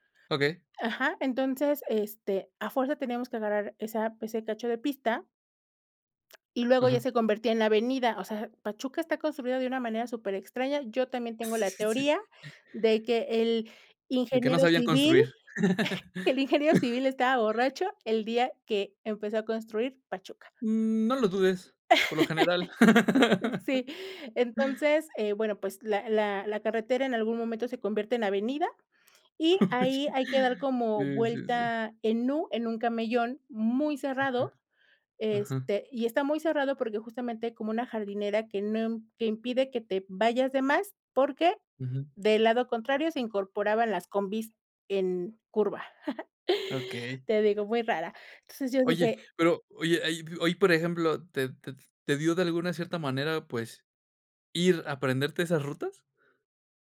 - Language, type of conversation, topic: Spanish, podcast, ¿Cómo superas el miedo a equivocarte al aprender?
- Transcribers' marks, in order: tongue click; chuckle; laugh; chuckle; laugh; laughing while speaking: "Huy"; other background noise; chuckle